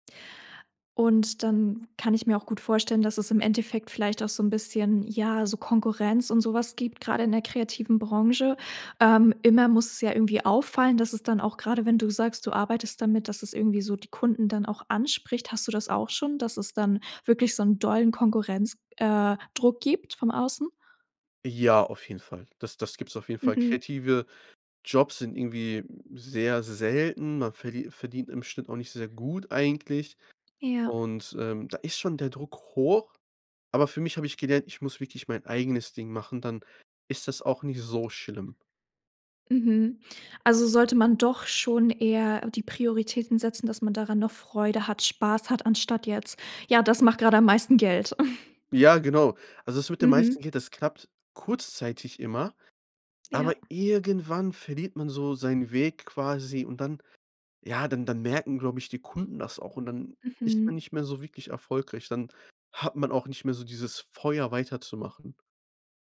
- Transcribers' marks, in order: tapping; snort
- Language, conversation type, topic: German, podcast, Wie bewahrst du dir langfristig die Freude am kreativen Schaffen?